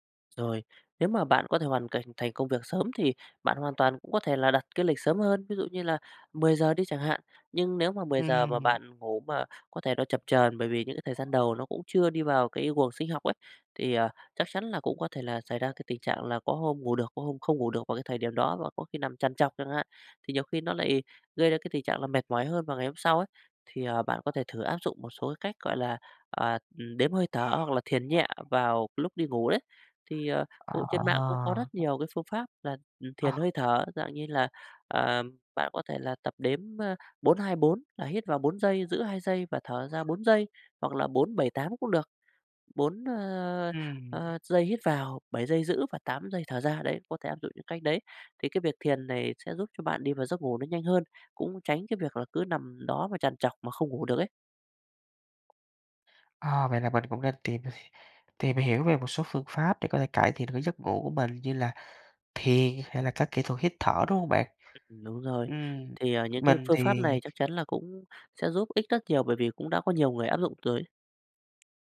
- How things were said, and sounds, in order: other background noise; tapping; laugh
- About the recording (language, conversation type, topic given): Vietnamese, advice, Làm sao để bạn sắp xếp thời gian hợp lý hơn để ngủ đủ giấc và cải thiện sức khỏe?